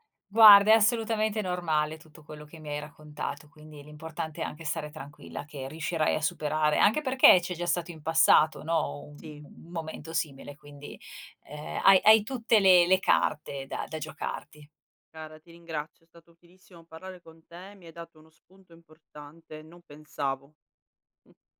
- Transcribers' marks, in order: tapping
- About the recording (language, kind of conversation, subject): Italian, advice, Come posso gestire il senso di colpa dopo un’abbuffata occasionale?